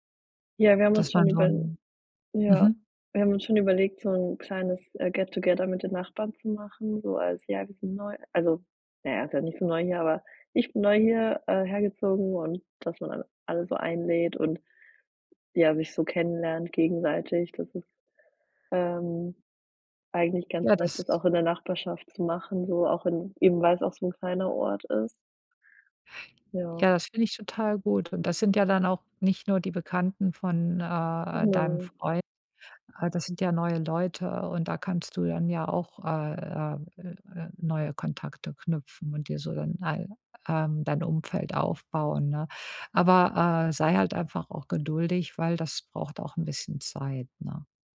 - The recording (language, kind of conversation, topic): German, advice, Wie kann ich entspannt neue Leute kennenlernen, ohne mir Druck zu machen?
- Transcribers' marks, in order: in English: "get together"